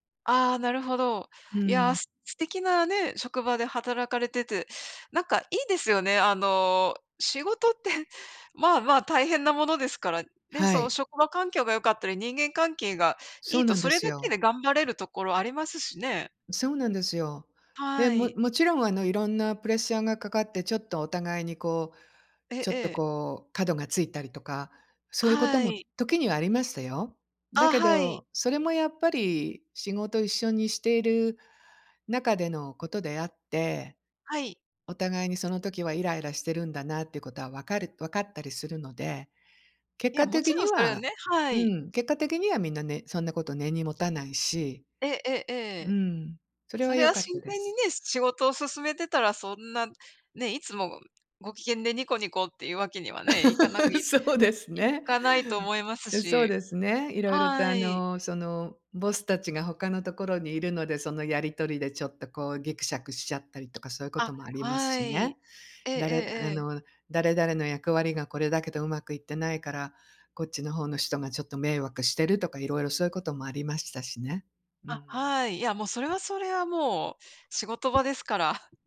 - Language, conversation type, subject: Japanese, unstructured, 理想の職場環境はどんな場所ですか？
- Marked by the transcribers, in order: laugh; laughing while speaking: "そうですね"; tapping